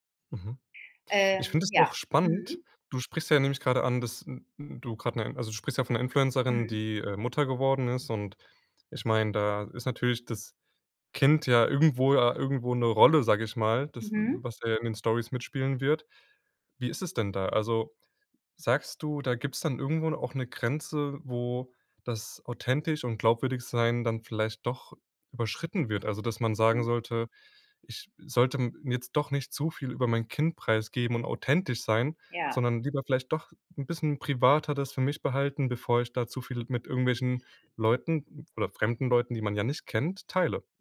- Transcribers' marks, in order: other background noise
- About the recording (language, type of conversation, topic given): German, podcast, Was macht für dich eine Influencerin oder einen Influencer glaubwürdig?